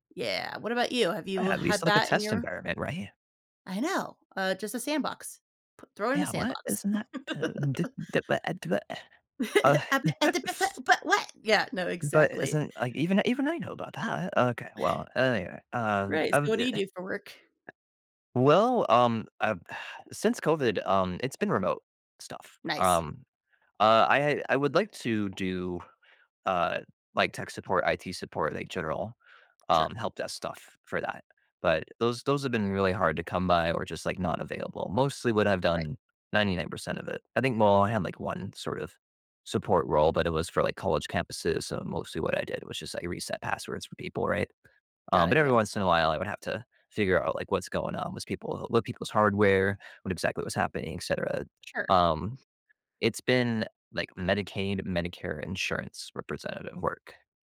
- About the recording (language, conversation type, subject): English, unstructured, What strategies help you maintain a healthy balance between your job and your personal life?
- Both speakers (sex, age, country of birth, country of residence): female, 35-39, United States, United States; male, 35-39, United States, United States
- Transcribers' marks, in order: laugh; chuckle; other noise; laugh; tapping; sigh